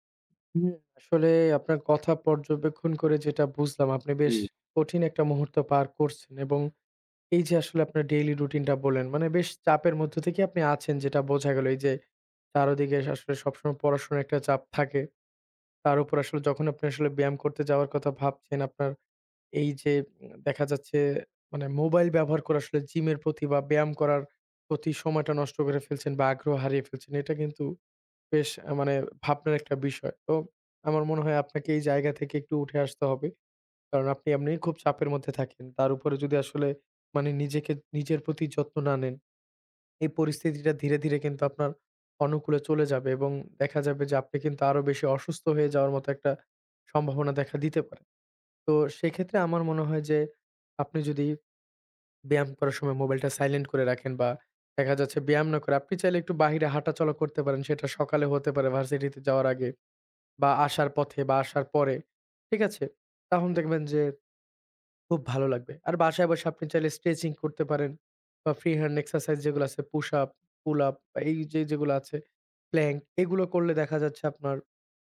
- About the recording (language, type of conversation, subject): Bengali, advice, আমি কীভাবে নিয়মিত ব্যায়াম শুরু করতে পারি, যখন আমি বারবার অজুহাত দিই?
- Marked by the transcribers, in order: tapping